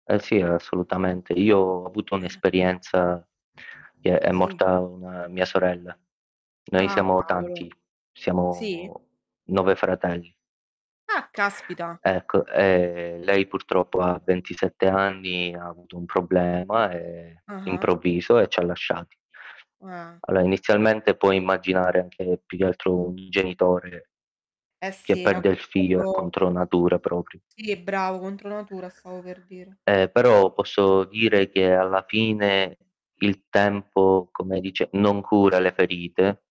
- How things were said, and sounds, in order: mechanical hum; tapping; static; distorted speech; surprised: "Ah, caspita!"; stressed: "tempo"
- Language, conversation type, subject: Italian, unstructured, Quanto è importante parlare della morte con la famiglia?